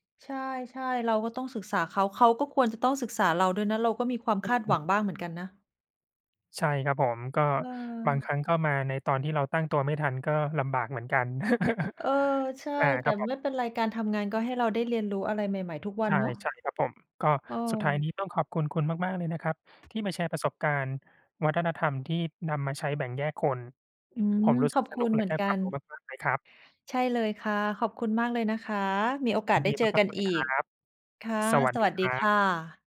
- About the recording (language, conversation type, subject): Thai, unstructured, ทำไมบางครั้งวัฒนธรรมจึงถูกนำมาใช้เพื่อแบ่งแยกผู้คน?
- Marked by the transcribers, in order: chuckle; tapping